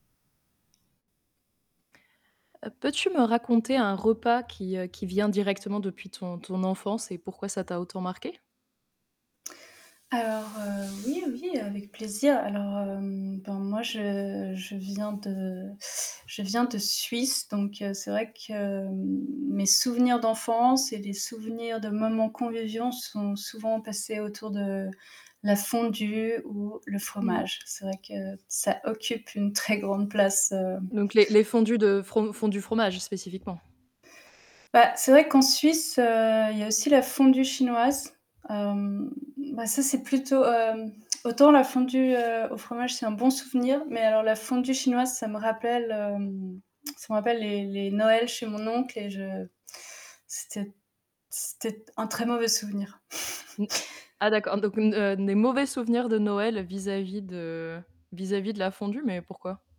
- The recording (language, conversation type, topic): French, podcast, En quoi la cuisine de chez toi t’a-t-elle influencé(e) ?
- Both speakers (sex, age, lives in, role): female, 25-29, France, host; female, 35-39, France, guest
- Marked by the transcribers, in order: static; tapping; other background noise; inhale; chuckle